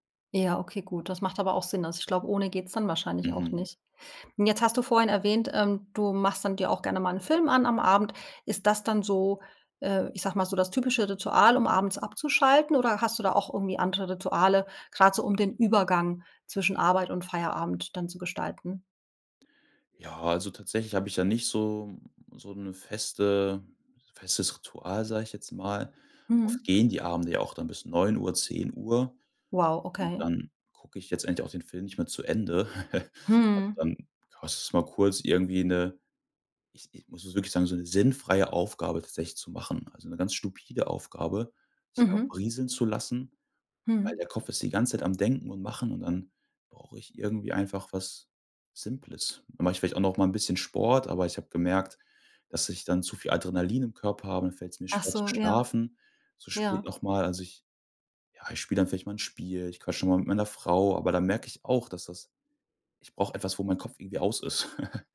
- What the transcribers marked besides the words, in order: laugh; laugh
- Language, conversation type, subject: German, podcast, Wie findest du eine gute Balance zwischen Arbeit und Freizeit?